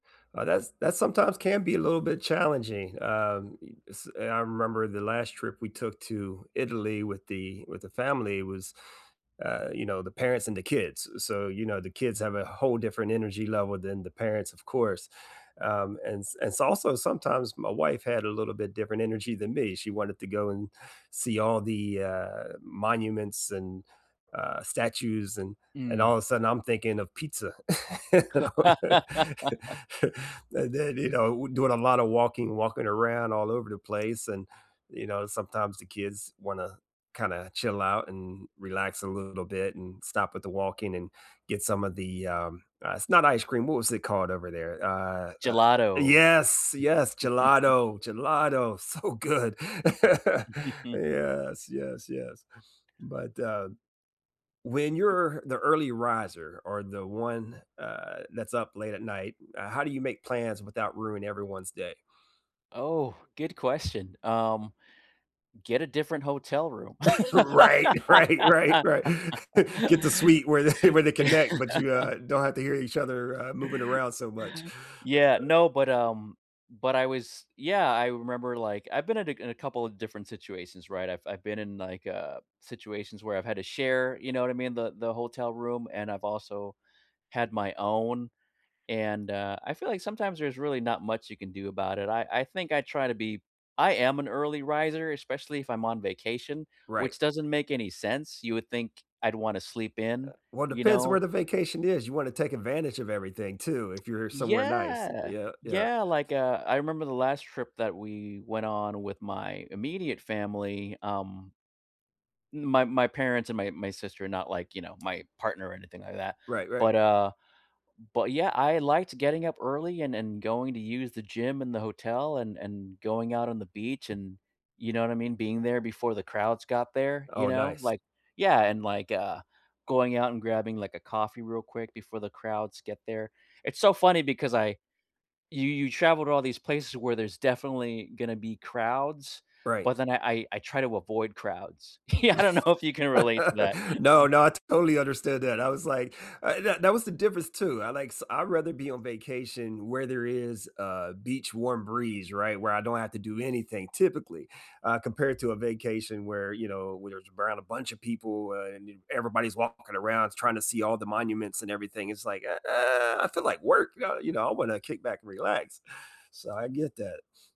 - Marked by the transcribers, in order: other background noise; laugh; laugh; tapping; chuckle; chuckle; laughing while speaking: "so good!"; laugh; scoff; laughing while speaking: "Right, right, right, right"; chuckle; laugh; laughing while speaking: "Yeah"; laugh; chuckle; laughing while speaking: "Yeah, I don't know if you can relate to that"; laugh
- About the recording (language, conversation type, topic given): English, unstructured, How do you balance different energy levels within a travel group to keep everyone happy?
- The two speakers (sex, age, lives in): male, 50-54, United States; male, 50-54, United States